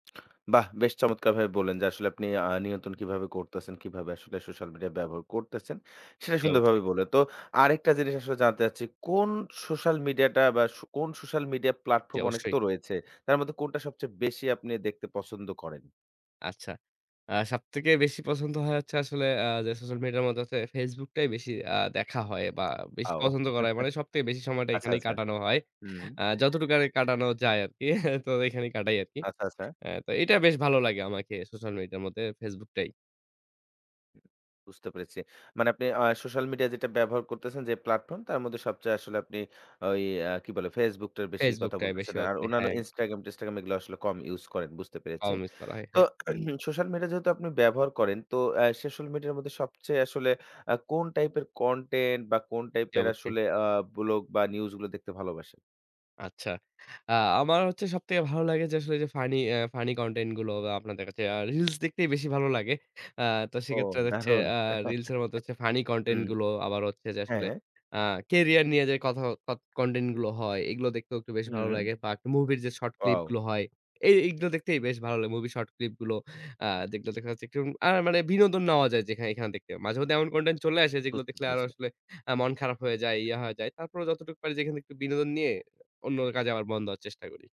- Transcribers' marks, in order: other background noise; tapping; chuckle; horn; chuckle; throat clearing; tongue click; chuckle
- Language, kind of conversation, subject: Bengali, podcast, আপনি প্রতিদিন সোশ্যাল মিডিয়া কতটা নিয়ন্ত্রণে রাখতে পারেন?